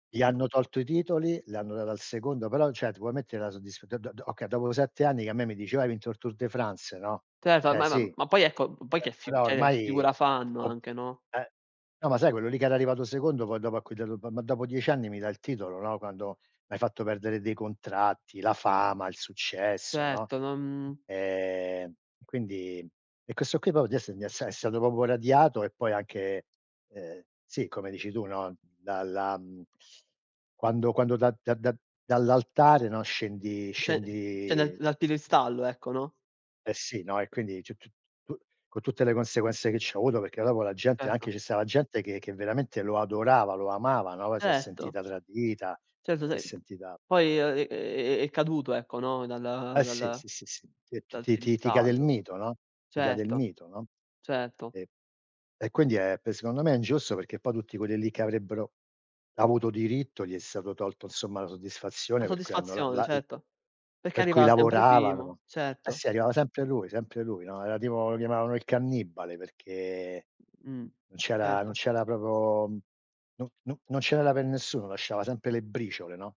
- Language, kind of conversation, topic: Italian, unstructured, È giusto che chi fa doping venga squalificato a vita?
- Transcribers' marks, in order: "cioè" said as "ceh"; "cioè" said as "ceh"; other background noise; unintelligible speech; "proprio" said as "propo"; tapping; drawn out: "è"; "proprio" said as "propo"